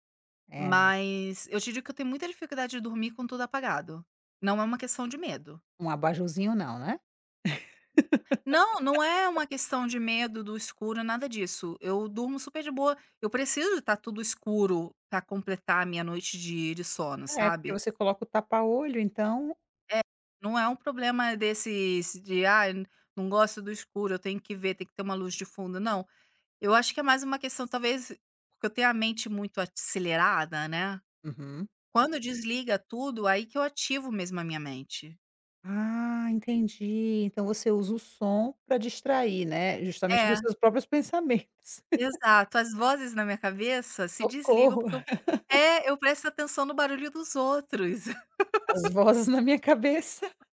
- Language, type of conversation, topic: Portuguese, advice, Como posso lidar com a dificuldade de desligar as telas antes de dormir?
- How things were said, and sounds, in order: other background noise; laugh; laughing while speaking: "pensamentos"; laugh; laughing while speaking: "As vozes na minha cabeça"; laugh